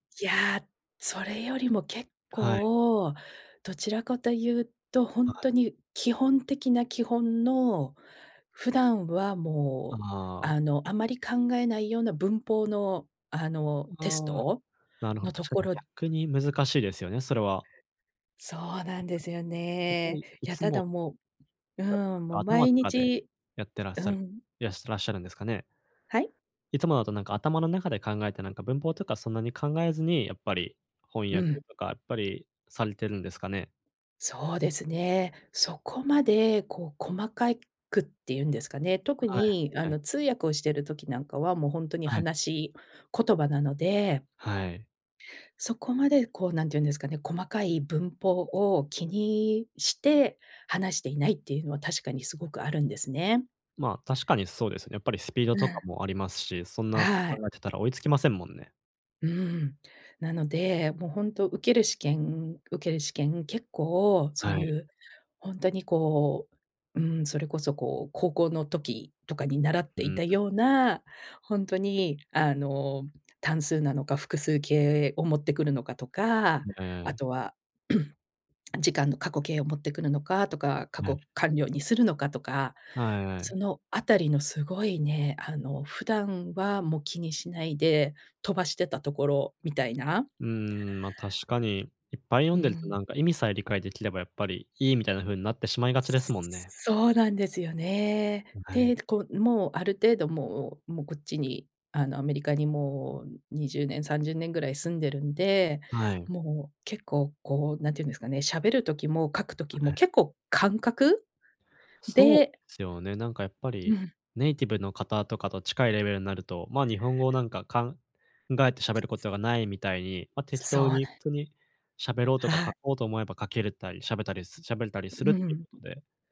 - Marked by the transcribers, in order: tapping; other background noise; unintelligible speech; unintelligible speech; throat clearing
- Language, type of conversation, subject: Japanese, advice, 失敗した後に自信を取り戻す方法は？